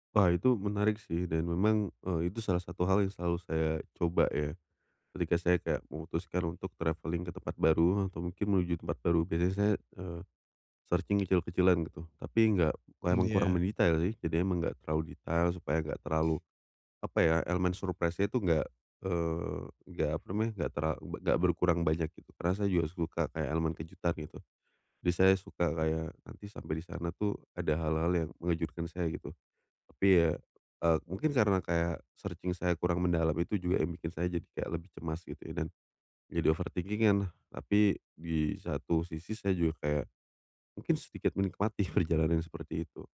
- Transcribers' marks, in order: in English: "travelling"; in English: "searching"; tapping; in English: "surprise-nya"; other background noise; in English: "searching"; in English: "overthinking-an"
- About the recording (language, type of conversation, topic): Indonesian, advice, Bagaimana cara mengatasi kecemasan dan ketidakpastian saat menjelajahi tempat baru?